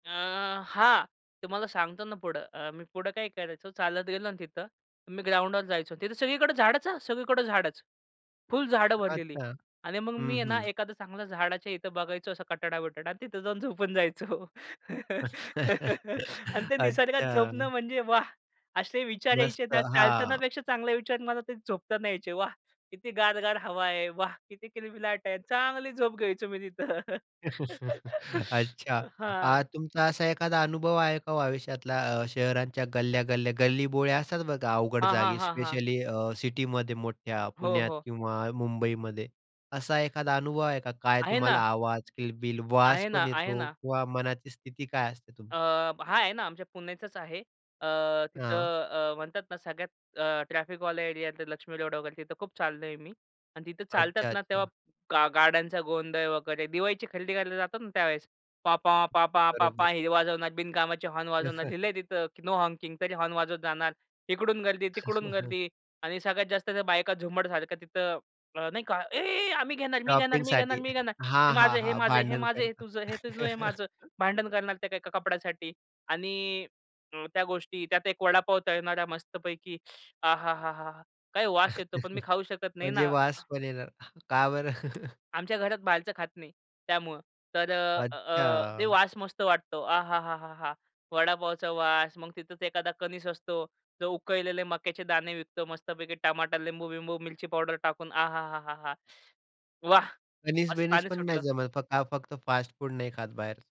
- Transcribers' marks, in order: other background noise; laughing while speaking: "तिथं जाऊन झोपून जायचो"; chuckle; laugh; chuckle; laugh; in English: "स्पेशली"; in English: "सिटीमध्ये"; anticipating: "आहे ना"; put-on voice: "पॉपॉ, पॉपॉ , पॉपॉ"; chuckle; in English: "नो हॉकिंग"; chuckle; put-on voice: "ए, ए आम्ही घेणार, मी … हे तुझं आहे"; chuckle; teeth sucking; chuckle; tapping; drawn out: "अच्छा"; joyful: "वाह!"
- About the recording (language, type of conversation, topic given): Marathi, podcast, चालताना तुम्ही काय पाहता किंवा काय विचार करता?